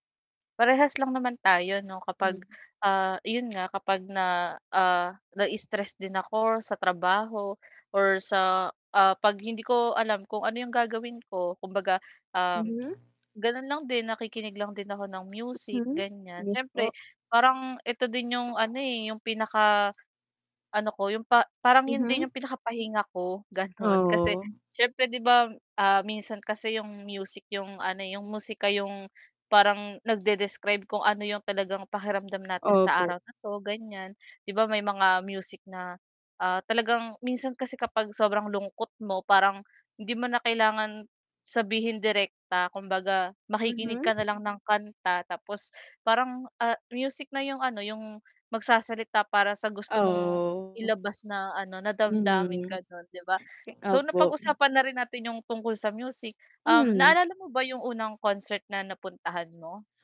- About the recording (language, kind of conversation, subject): Filipino, unstructured, Naalala mo ba ang unang konsiyertong napuntahan mo?
- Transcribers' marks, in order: static; tapping; other background noise; distorted speech